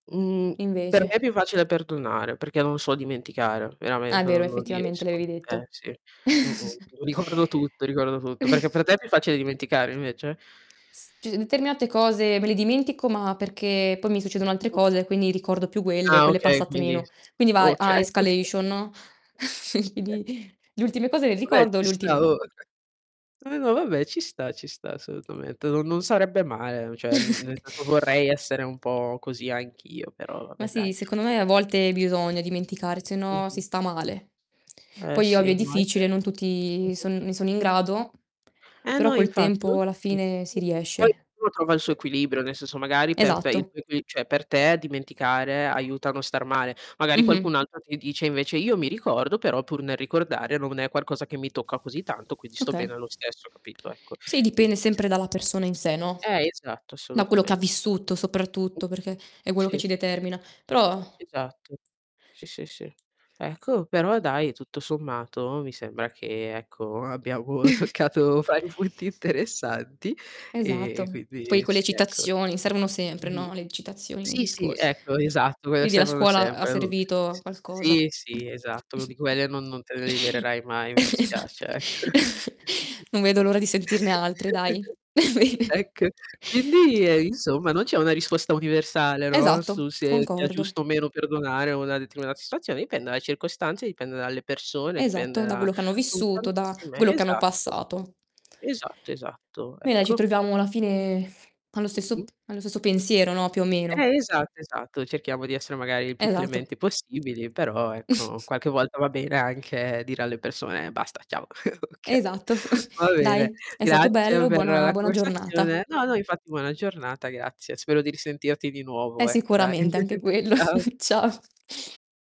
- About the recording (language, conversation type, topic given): Italian, unstructured, È giusto perdonare chi ha commesso un torto grave?
- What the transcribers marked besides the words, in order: other background noise; tapping; distorted speech; chuckle; static; laughing while speaking: "okay"; unintelligible speech; chuckle; unintelligible speech; unintelligible speech; chuckle; chuckle; "cioè" said as "ceh"; unintelligible speech; laughing while speaking: "boh, toccato vari punti interessanti"; chuckle; "quelle" said as "quee"; chuckle; laughing while speaking: "Eh, esatto"; chuckle; laughing while speaking: "ecco"; chuckle; laughing while speaking: "Bene"; chuckle; "Esatto" said as "esato"; chuckle; chuckle; laughing while speaking: "oka"; "grazie" said as "gracce"; chuckle; laughing while speaking: "quello. Cia"; chuckle